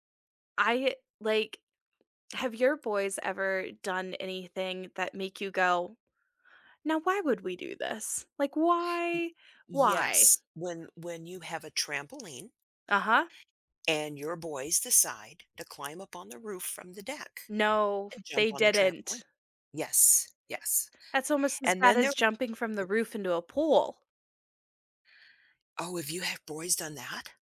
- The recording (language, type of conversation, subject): English, unstructured, What laughs carried you through hard times, and how do you lift others?
- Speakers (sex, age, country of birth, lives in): female, 30-34, United States, United States; female, 60-64, United States, United States
- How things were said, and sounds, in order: other noise